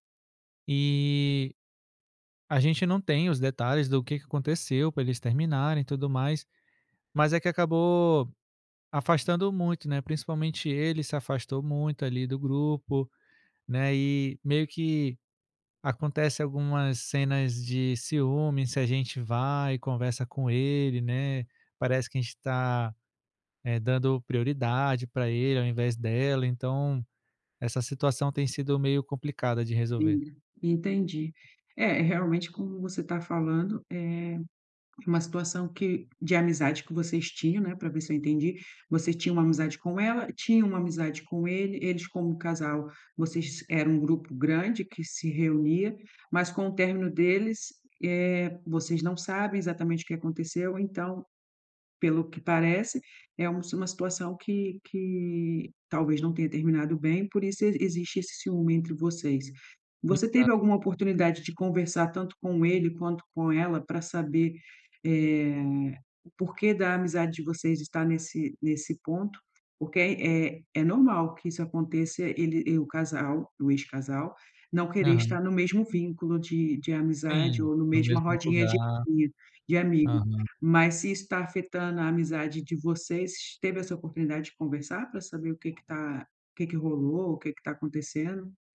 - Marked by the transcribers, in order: none
- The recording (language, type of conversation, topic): Portuguese, advice, Como resolver desentendimentos com um amigo próximo sem perder a amizade?